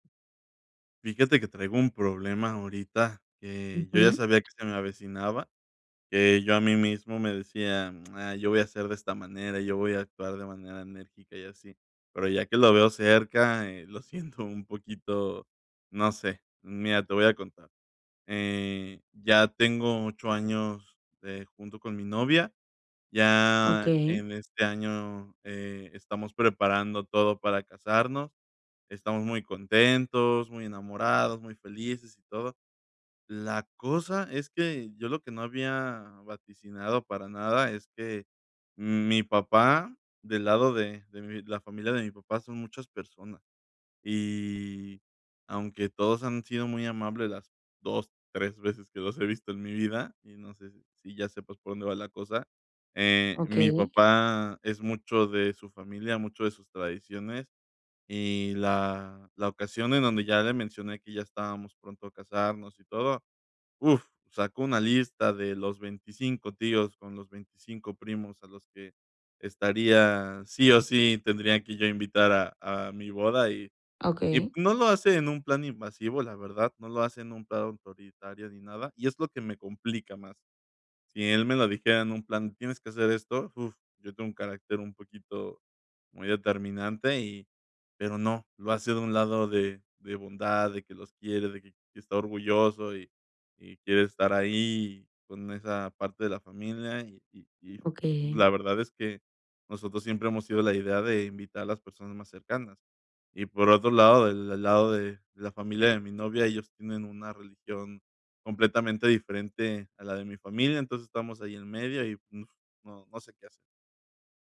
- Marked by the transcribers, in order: other background noise; lip smack; other noise
- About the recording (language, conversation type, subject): Spanish, advice, ¿Cómo te sientes respecto a la obligación de seguir tradiciones familiares o culturales?